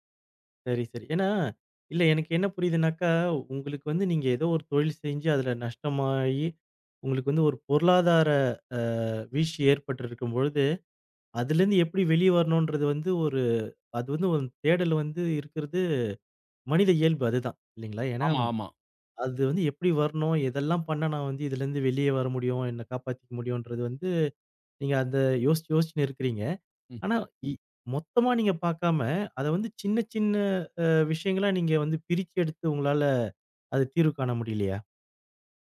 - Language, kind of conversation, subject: Tamil, podcast, இரவில் தூக்கம் வராமல் இருந்தால் நீங்கள் என்ன செய்கிறீர்கள்?
- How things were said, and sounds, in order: none